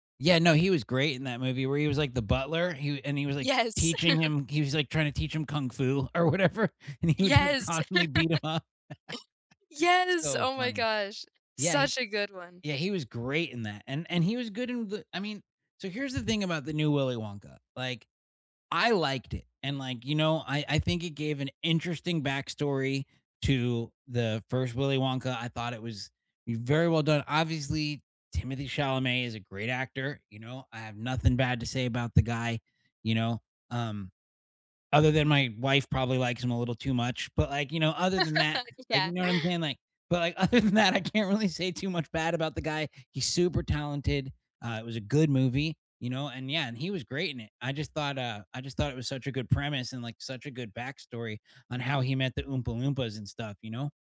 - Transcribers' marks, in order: laughing while speaking: "Yes"; chuckle; laugh; other background noise; laughing while speaking: "whatever, and he would, like, constantly beat him up"; laugh; laugh; laughing while speaking: "other than that"
- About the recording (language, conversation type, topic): English, unstructured, What’s the funniest show, movie, or clip you watched this year, and why should I watch it too?
- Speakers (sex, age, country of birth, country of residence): female, 20-24, United States, United States; male, 40-44, United States, United States